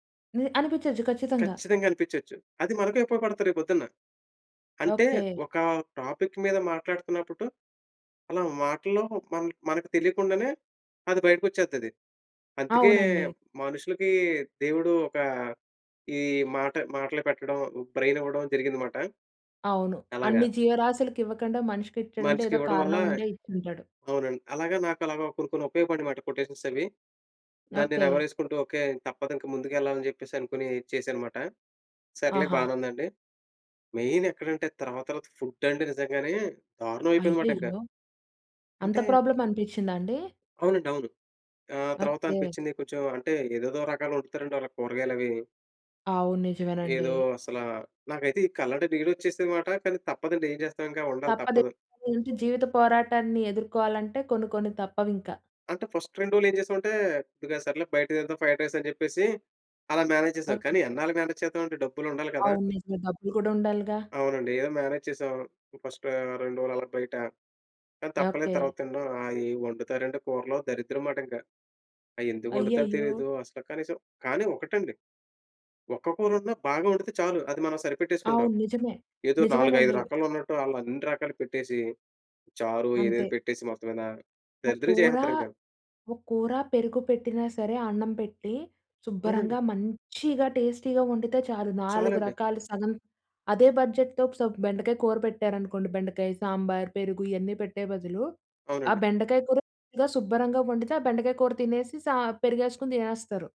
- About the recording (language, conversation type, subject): Telugu, podcast, మీ మొట్టమొదటి పెద్ద ప్రయాణం మీ జీవితాన్ని ఎలా మార్చింది?
- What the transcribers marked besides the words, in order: stressed: "కచ్చితంగా"; in English: "టాపిక్"; in English: "బ్రెయిన్"; other background noise; in English: "కొటేషన్స్"; in English: "మెయిన్"; in English: "ఫుడ్"; in English: "ప్రాబ్లమ్"; in English: "ఫస్ట్"; in English: "మేనేజ్"; in English: "మేనేజ్"; in English: "ఫస్ట్"; stressed: "మంచిగా"; in English: "టేస్టీగా"; in English: "బడ్జెట్‌తో"